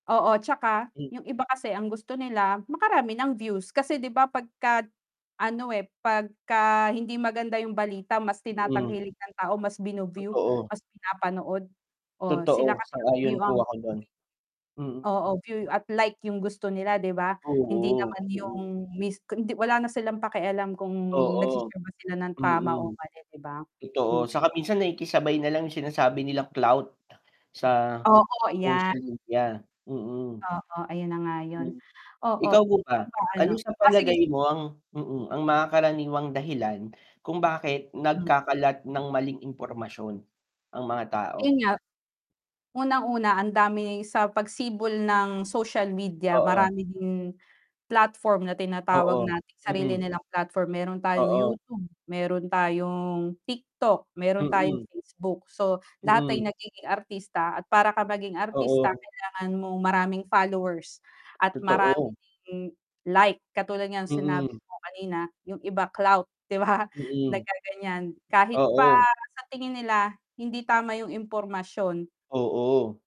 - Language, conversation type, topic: Filipino, unstructured, Paano mo mahihikayat ang iba na maging responsable sa pagbabahagi ng impormasyon?
- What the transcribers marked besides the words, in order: distorted speech; wind; static; in English: "clout"; other background noise; in English: "clout"